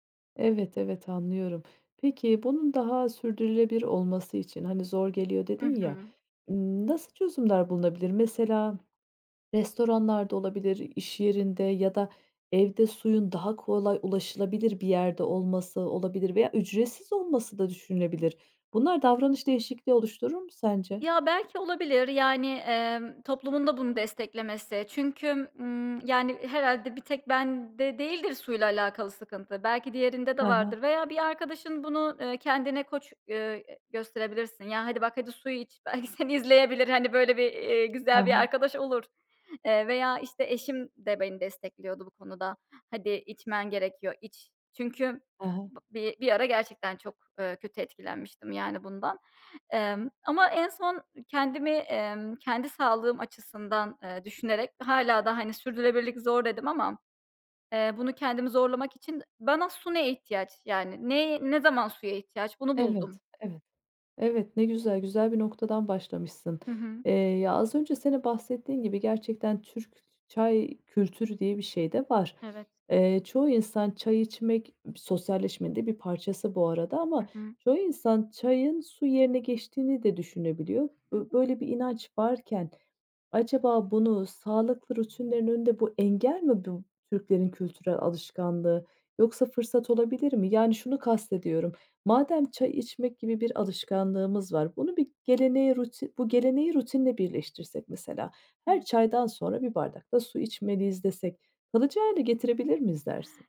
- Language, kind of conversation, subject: Turkish, podcast, Gün içinde su içme alışkanlığını nasıl geliştirebiliriz?
- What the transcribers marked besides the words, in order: laughing while speaking: "belki seni izleyebilir"; unintelligible speech; unintelligible speech